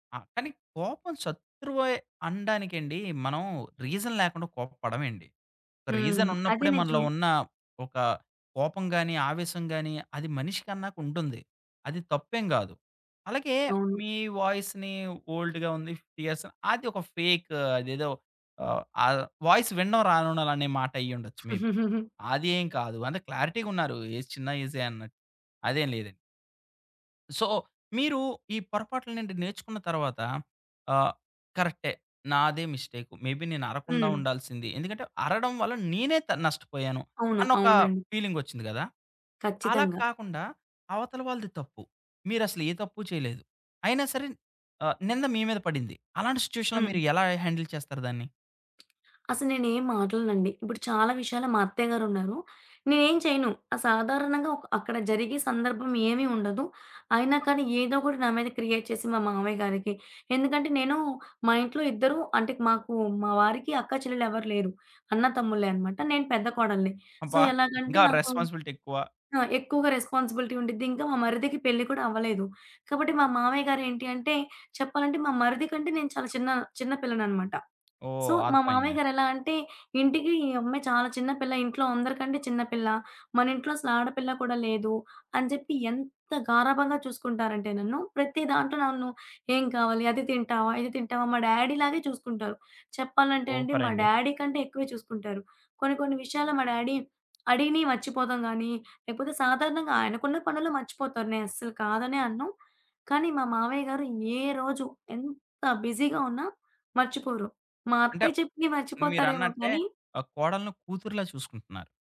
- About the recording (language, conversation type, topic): Telugu, podcast, పొరపాట్ల నుంచి నేర్చుకోవడానికి మీరు తీసుకునే చిన్న అడుగులు ఏవి?
- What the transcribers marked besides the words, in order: in English: "రీజన్"; lip smack; in English: "వాయిస్‌ని ఓల్డ్‌గా"; in English: "వాయిస్"; in English: "మేబీ"; other background noise; giggle; in English: "క్లారిటీగున్నారు. ఏజ్"; in English: "సో"; in English: "మే బీ"; in English: "ఫీలింగ్"; in English: "సిట్యుయేషన్‌లో"; in English: "హ్యాండిల్"; tapping; in English: "క్రియేట్"; in English: "సో"; in English: "రెస్పాన్సిబిలిటీ"; in English: "రెస్పాన్సిబిలిటీ"; in English: "సో"; in English: "డ్యాడీలాగే"; "ఓపరండి" said as "సూపరండి"; in English: "డ్యాడీ"; in English: "డ్యాడీ"; in English: "బిజీగా"